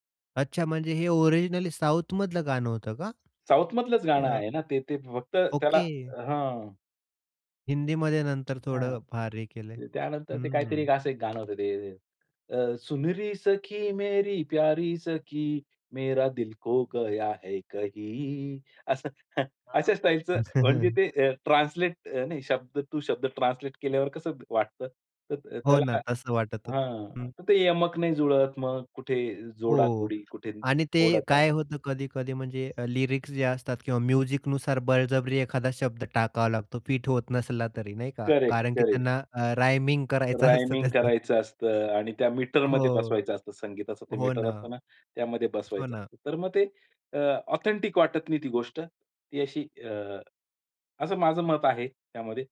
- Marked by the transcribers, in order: other background noise; tapping; singing: "सुनरी सखी मेरी प्यारी सखी मेरा दिल खो गया है कही"; in Hindi: "सुनरी सखी मेरी प्यारी सखी मेरा दिल खो गया है कही"; laughing while speaking: "अशा स्टाईलचं म्हणजे ते अ, ट्रान्सलेट नाही शब्द टू शब्द ट्रान्सलेट"; chuckle; in English: "लिरिक्स"; in English: "म्युझिकनुसार"; laughing while speaking: "रायमिंग करायचं असतं त्याचं"; in English: "रायमिंग"; other noise; in English: "ऑथेंटिक"
- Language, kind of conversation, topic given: Marathi, podcast, भाषेचा तुमच्या संगीताच्या आवडीवर काय परिणाम होतो?